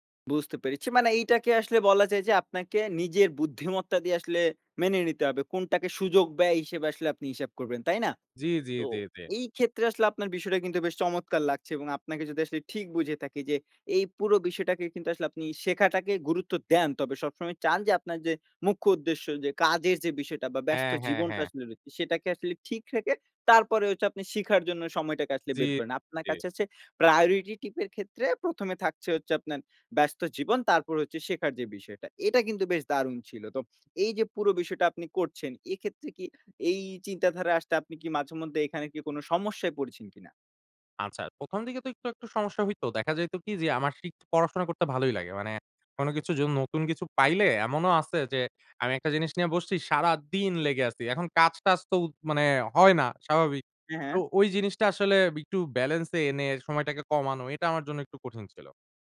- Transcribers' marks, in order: in English: "priority tip"; tapping
- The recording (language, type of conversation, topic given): Bengali, podcast, ব্যস্ত জীবনে আপনি শেখার জন্য সময় কীভাবে বের করেন?